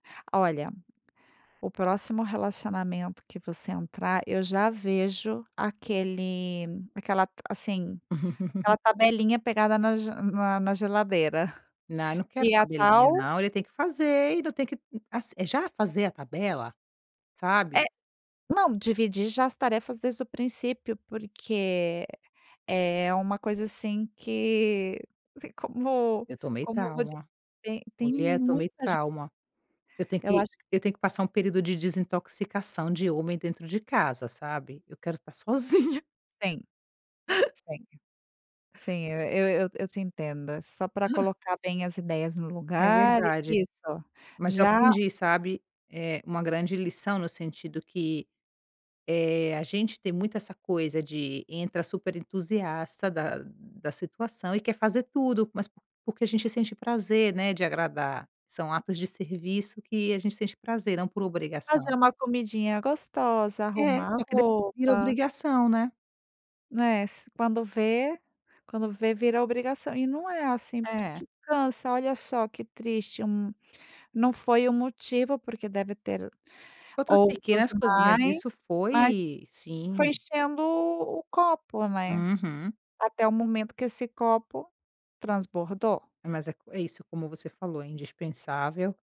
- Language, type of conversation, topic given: Portuguese, podcast, Como vocês dividem as tarefas domésticas na família?
- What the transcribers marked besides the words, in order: tapping; laugh; laughing while speaking: "sozinha"; other noise; unintelligible speech; other background noise; chuckle